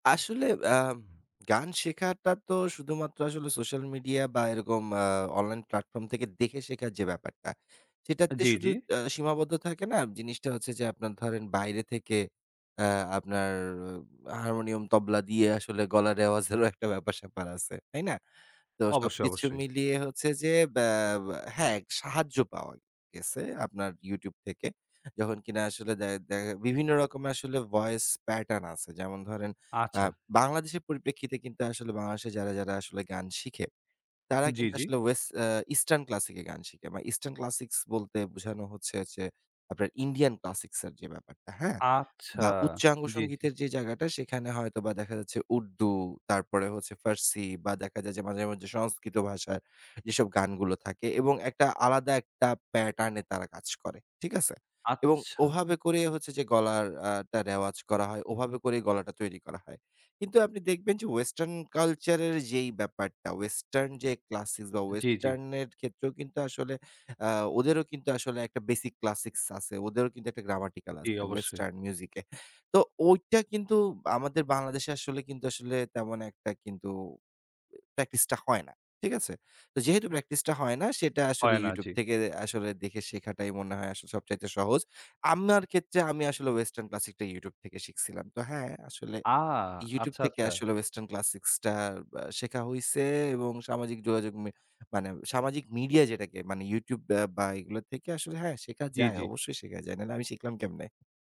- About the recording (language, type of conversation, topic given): Bengali, podcast, সোশ্যাল মিডিয়া কি আপনাকে নতুন গান শেখাতে সাহায্য করে?
- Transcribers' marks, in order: in English: "voice pattern"; in English: "eastern classic"; in English: "eastern classics"; in English: "Indian classics"; in English: "pattern"; in English: "western culture"; in English: "western"; in English: "classic"; in English: "western"; in English: "basic classics"; in English: "western music"; "আমার" said as "আম্নার"; in English: "western classic"; in English: "western classic"